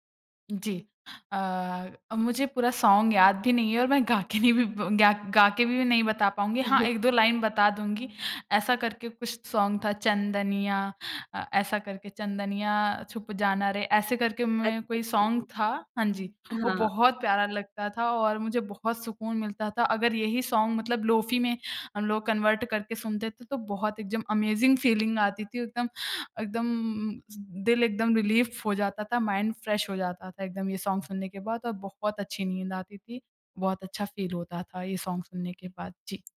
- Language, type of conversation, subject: Hindi, podcast, तुम्हारे लिए कौन सा गाना बचपन की याद दिलाता है?
- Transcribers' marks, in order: in English: "सॉन्ग"; laughing while speaking: "गा के भी"; chuckle; in English: "लाइन"; in English: "सॉन्ग"; singing: "चंदनिया छुप जाना रे"; in English: "सॉन्ग"; in English: "सॉन्ग"; in English: "लोफी"; in English: "कन्वर्ट"; in English: "अमेजिंग फ़ीलिंग"; in English: "रिलीफ़"; in English: "माइंड फ्रेश"; in English: "सॉन्ग"; in English: "फ़ील"; in English: "सॉन्ग"